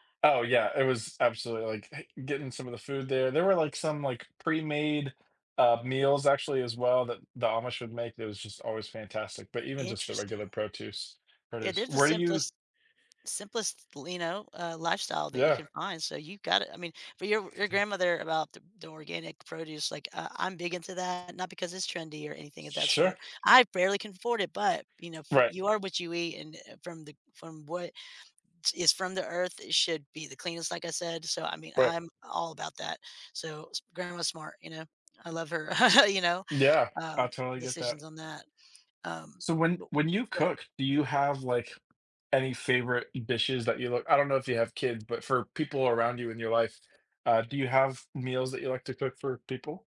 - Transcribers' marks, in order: tapping; other background noise; chuckle
- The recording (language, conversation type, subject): English, unstructured, How do certain foods bring back memories from your childhood?
- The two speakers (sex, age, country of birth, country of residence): female, 45-49, United States, United States; male, 20-24, United States, United States